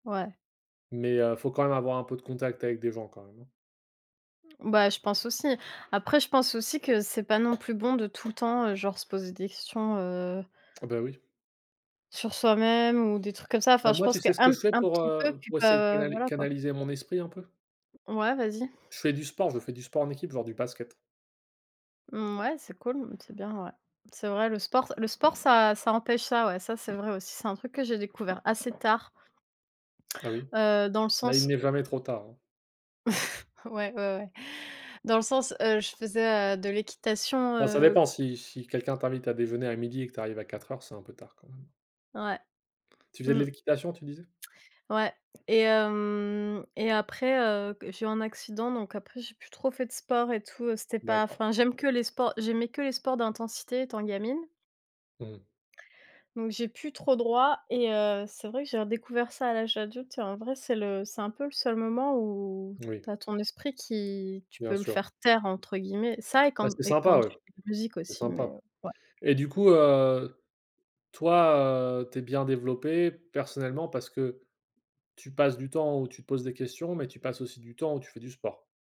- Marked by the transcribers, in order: tapping; other background noise; chuckle; drawn out: "hem"; stressed: "taire"
- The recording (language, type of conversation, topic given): French, unstructured, En quoi l’auto-réflexion peut-elle enrichir notre parcours de développement personnel ?